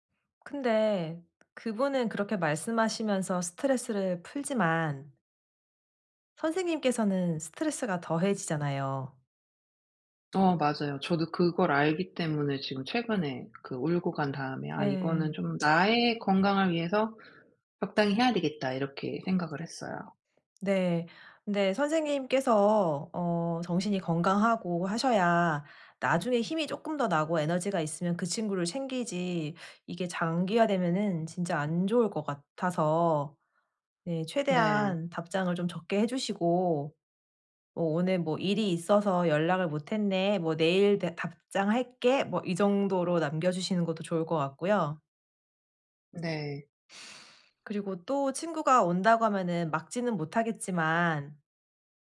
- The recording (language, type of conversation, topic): Korean, advice, 친구들과 건강한 경계를 정하고 이를 어떻게 의사소통할 수 있을까요?
- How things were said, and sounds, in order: other background noise